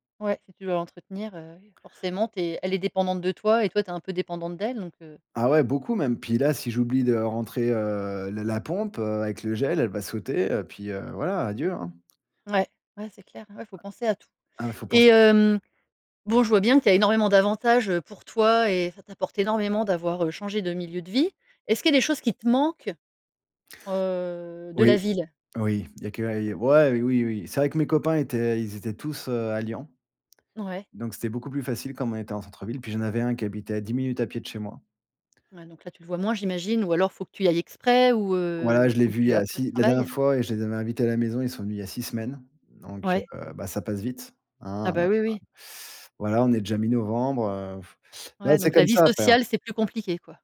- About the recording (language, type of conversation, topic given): French, podcast, Qu'est-ce que la nature t'apporte au quotidien?
- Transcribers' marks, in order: other background noise; tapping; teeth sucking; blowing